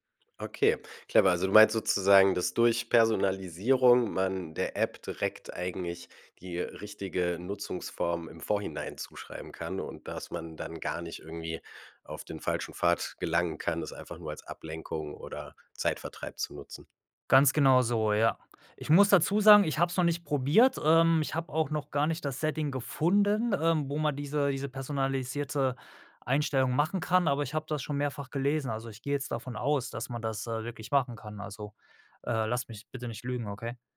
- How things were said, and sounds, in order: none
- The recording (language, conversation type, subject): German, podcast, Welche Apps machen dich im Alltag wirklich produktiv?